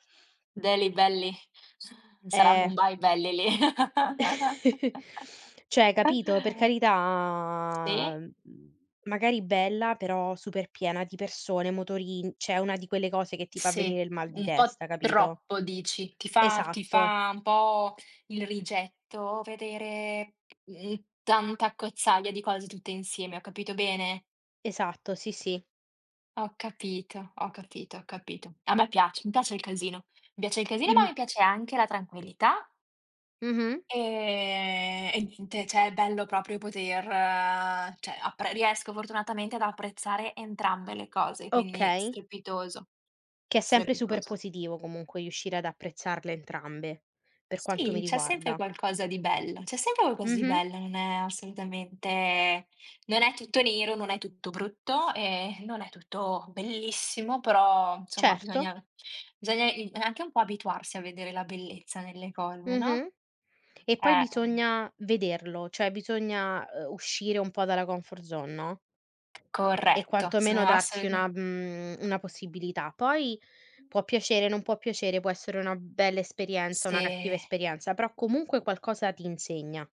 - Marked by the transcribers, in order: tapping; other background noise; chuckle; drawn out: "carità"; other noise; chuckle; stressed: "bellissimo"; "insomma" said as "nsomma"; in English: "comfort zone"
- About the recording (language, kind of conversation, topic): Italian, unstructured, Qual è il viaggio che ti ha cambiato il modo di vedere il mondo?